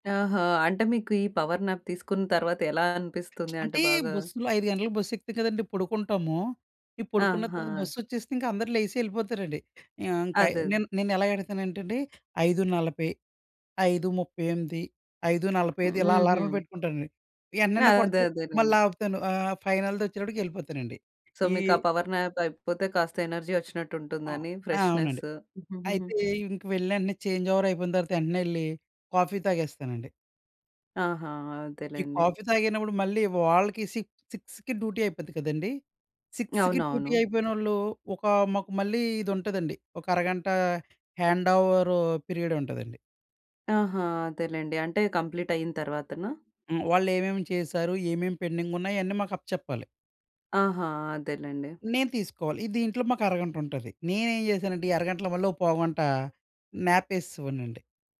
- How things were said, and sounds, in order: in English: "పవర్ న్యాప్"; lip smack; other background noise; in English: "సో"; in English: "పవర్ న్యాప్"; in English: "ఎనర్జీ"; in English: "ఫ్రెష్‌నెస్"; chuckle; in English: "సిక్స్‌కి డ్యూటీ"; in English: "కంప్లీట్"
- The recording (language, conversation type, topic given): Telugu, podcast, పవర్ న్యాప్‌లు మీకు ఏ విధంగా ఉపయోగపడతాయి?